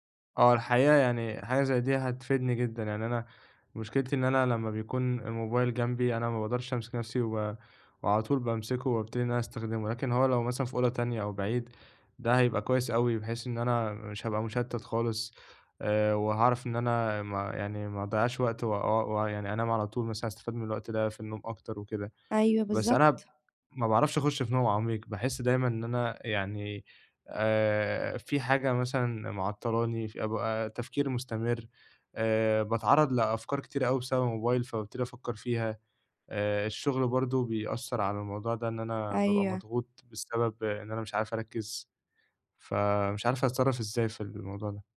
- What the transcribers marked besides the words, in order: tapping
- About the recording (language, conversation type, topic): Arabic, advice, ازاي أقلل استخدام الموبايل قبل النوم عشان نومي يبقى أحسن؟